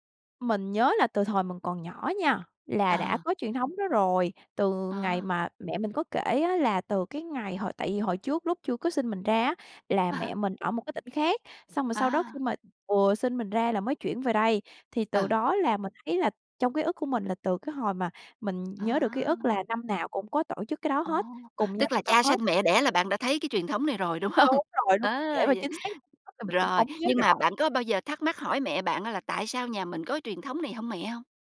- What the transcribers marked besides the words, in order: tapping; laughing while speaking: "hông?"; unintelligible speech
- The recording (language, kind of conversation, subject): Vietnamese, podcast, Bạn có thể kể về một truyền thống gia đình mà bạn trân trọng không?